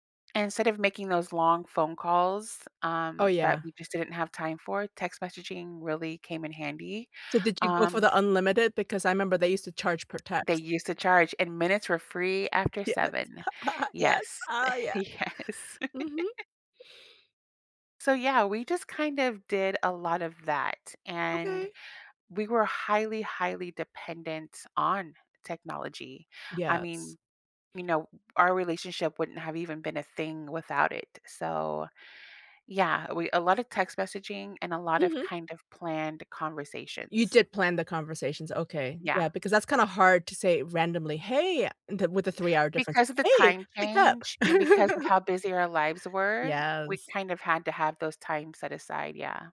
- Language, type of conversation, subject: English, unstructured, What check-in rhythm feels right without being clingy in long-distance relationships?
- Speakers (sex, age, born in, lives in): female, 45-49, South Korea, United States; female, 45-49, United States, United States
- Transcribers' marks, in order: lip smack; laughing while speaking: "Yes"; laugh; laughing while speaking: "Yes"; laugh; other background noise; laugh